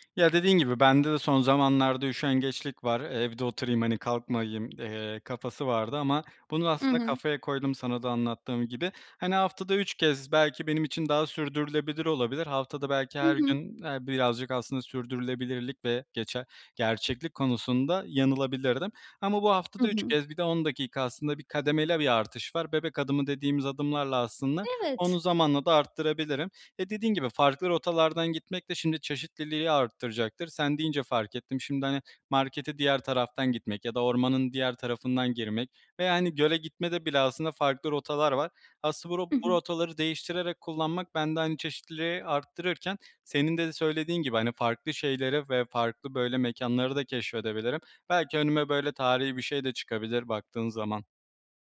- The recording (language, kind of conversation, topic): Turkish, advice, Kısa yürüyüşleri günlük rutinime nasıl kolayca ve düzenli olarak dahil edebilirim?
- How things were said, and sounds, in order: none